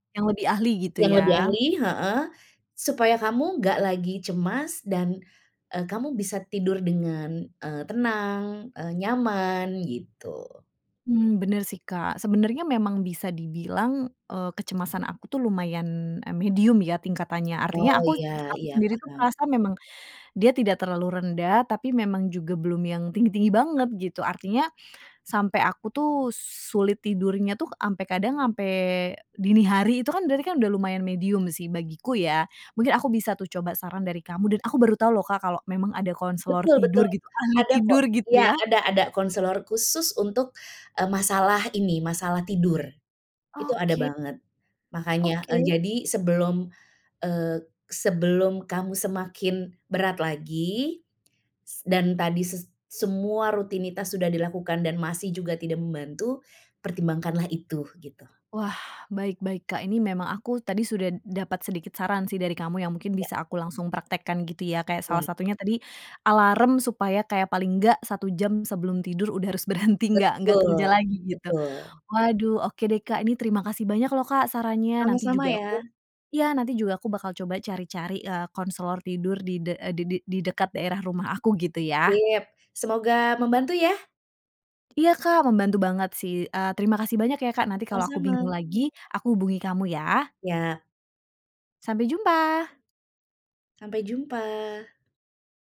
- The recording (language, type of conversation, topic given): Indonesian, advice, Bagaimana kekhawatiran yang terus muncul membuat Anda sulit tidur?
- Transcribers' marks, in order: tapping